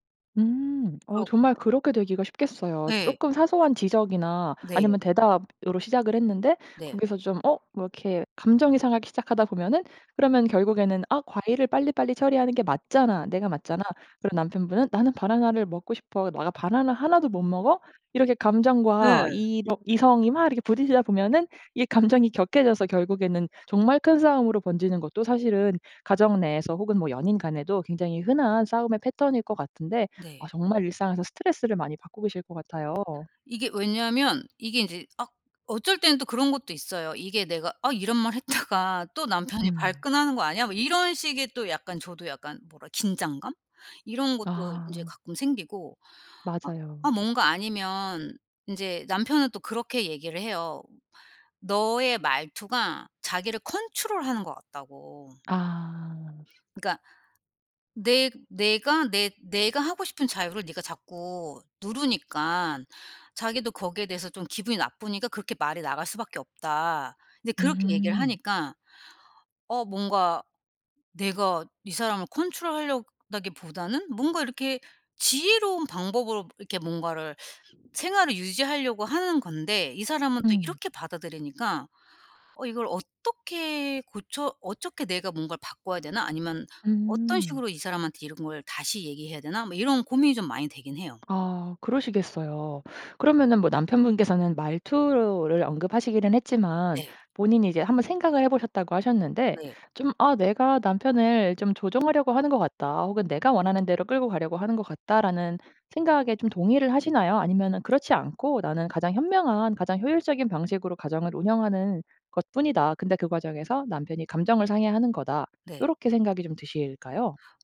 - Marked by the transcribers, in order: other background noise; laughing while speaking: "했다가"; tapping
- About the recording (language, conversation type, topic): Korean, advice, 반복되는 사소한 다툼으로 지쳐 계신가요?